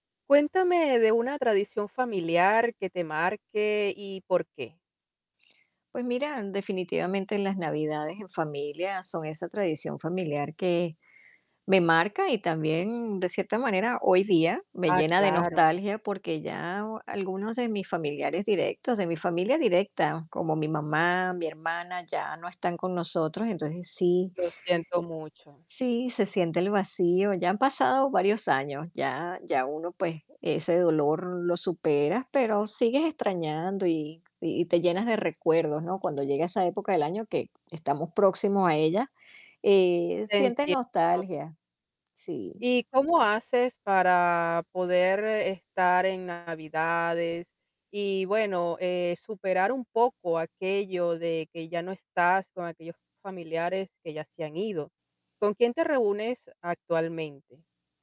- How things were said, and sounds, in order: distorted speech
- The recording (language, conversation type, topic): Spanish, podcast, ¿Cuál es una tradición familiar que te ha marcado y por qué?